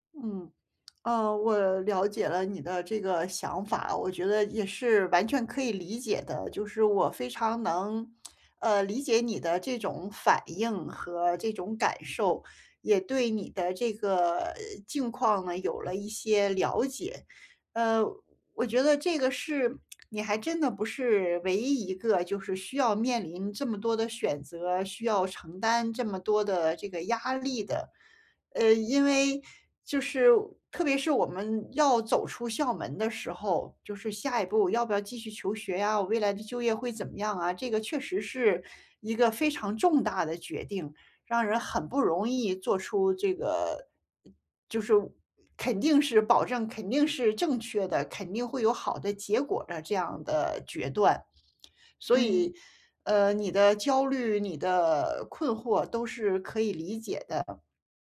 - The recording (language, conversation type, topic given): Chinese, advice, 我怎样在变化和不确定中建立心理弹性并更好地适应？
- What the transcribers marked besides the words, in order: other background noise; tsk